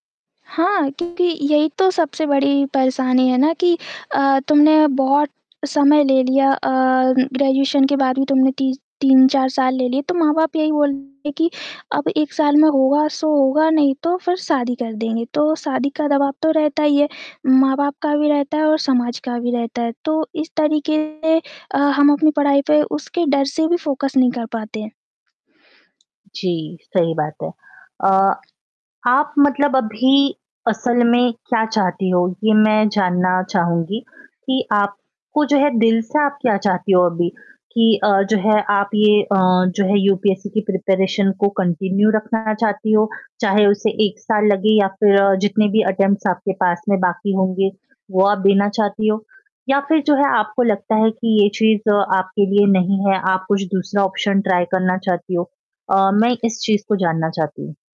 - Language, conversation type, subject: Hindi, advice, थकान और प्रेरणा की कमी के कारण आपका रचनात्मक काम रुक कैसे गया है?
- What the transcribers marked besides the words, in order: static; mechanical hum; in English: "ग्रेजुएशन"; distorted speech; in English: "फोकस"; in English: "प्रिपरेशन"; in English: "कंटिन्यू"; in English: "अटेम्प्ट्स"; in English: "ऑप्शन ट्राई"